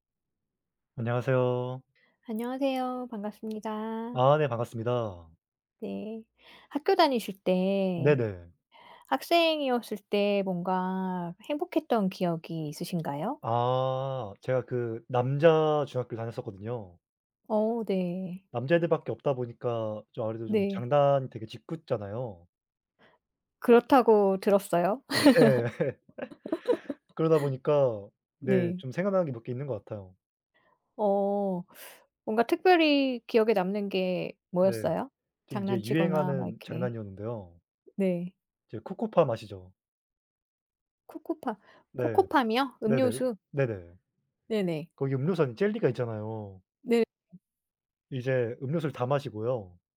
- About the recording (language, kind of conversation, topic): Korean, unstructured, 학교에서 가장 행복했던 기억은 무엇인가요?
- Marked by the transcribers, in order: other background noise; laughing while speaking: "네"; laugh; laugh; tapping